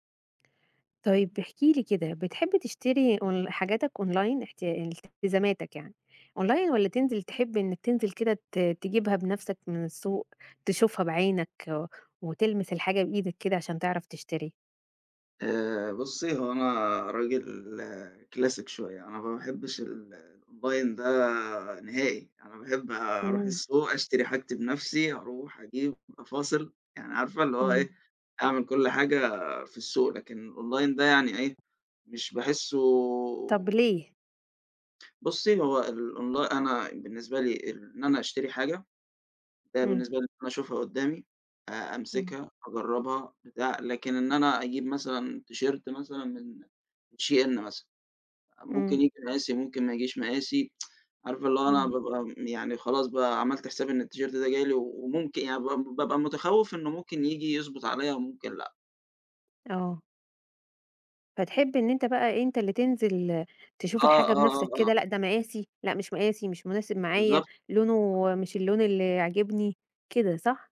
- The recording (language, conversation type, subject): Arabic, podcast, بتفضل تشتري أونلاين ولا من السوق؟ وليه؟
- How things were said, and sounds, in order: in English: "أونلاين"; in English: "أونلاين"; in English: "كلاسيك"; in English: "الأونلاين"; in English: "الأونلاين"; tapping; in English: "تيشيرت"; tsk; in English: "التيشيرت"